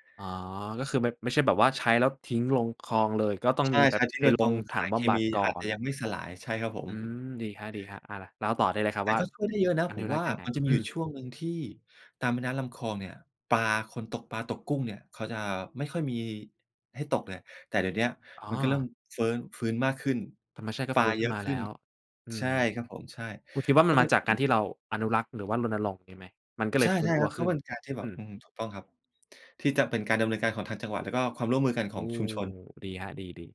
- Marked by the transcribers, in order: none
- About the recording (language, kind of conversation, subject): Thai, podcast, ถ้าพูดถึงการอนุรักษ์ทะเล เราควรเริ่มจากอะไร?